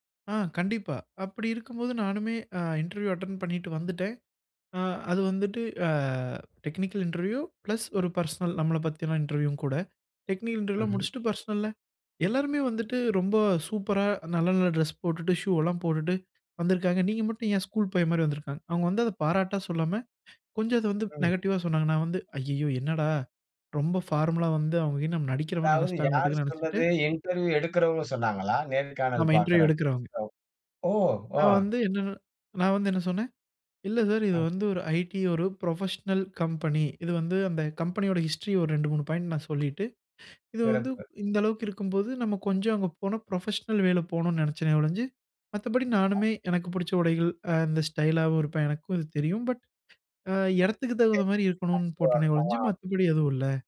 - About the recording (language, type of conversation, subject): Tamil, podcast, உங்கள் உடைத் தேர்வு உங்கள் மனநிலையை எப்படிப் பிரதிபலிக்கிறது?
- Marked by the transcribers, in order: in English: "இன்டெர்வியூ அட்டென்ட்"; in English: "டெக்னிக்கல் இன்டெர்வியூ ப்ளஸ்"; in English: "பெர்சனல்"; in English: "இன்டெர்வியூவும்"; in English: "டெக்னிக்கல் இன்டெர்வியூ"; in English: "பெர்சனல்ல"; in English: "நெகட்டிவ்வா"; in English: "ஃபார்மல்லா"; in English: "இன்டெர்வியூ"; in English: "இன்டெர்வியூ"; unintelligible speech; in English: "ப்ரொஃபஷ்னல் கம்பெனி"; in English: "ஹிஸ்ட்ரி"; other noise; in English: "ப்ரொஃபஷ்னல் வேல"; unintelligible speech; unintelligible speech